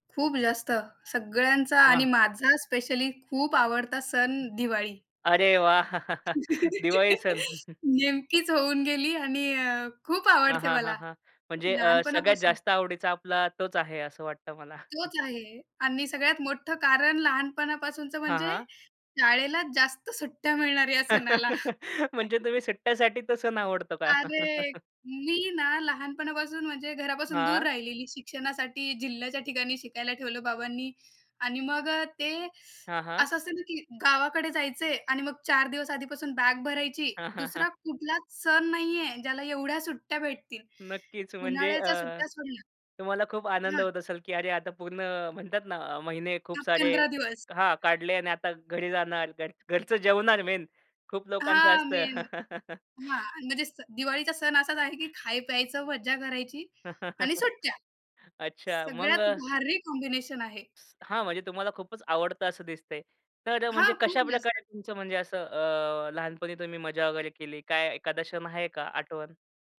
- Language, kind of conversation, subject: Marathi, podcast, लहानपणीचा तुझा आवडता सण कोणता होता?
- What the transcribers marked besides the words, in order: in English: "स्पेशली"; laugh; laughing while speaking: "दिवाळी सण"; chuckle; joyful: "नेमकीच होऊन गेली आणि अ, खूप आवडते मला"; other background noise; joyful: "शाळेला जास्त सुट्ट्या मिळणार या सणाला"; laugh; laughing while speaking: "म्हणजे तुम्ही सुट्ट्यासाठी तो सण आवडतो का"; chuckle; laugh; chuckle; joyful: "घर घरचं जेवणार मेन खूप लोकांचं असतं"; laugh; joyful: "खाय-प्यायचं, मज्जा करायची आणि सुट्ट्या"; laugh; in English: "कॉम्बिनेशन"